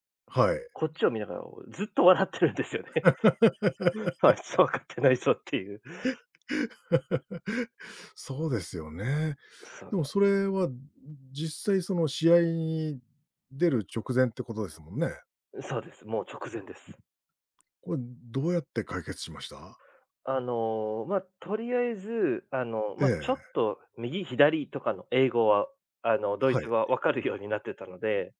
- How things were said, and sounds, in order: laughing while speaking: "笑ってるんですよね。あいつは、分かってないぞっていう"; laugh
- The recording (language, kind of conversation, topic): Japanese, podcast, 言葉が通じない場所で、どのようにコミュニケーションを取りますか？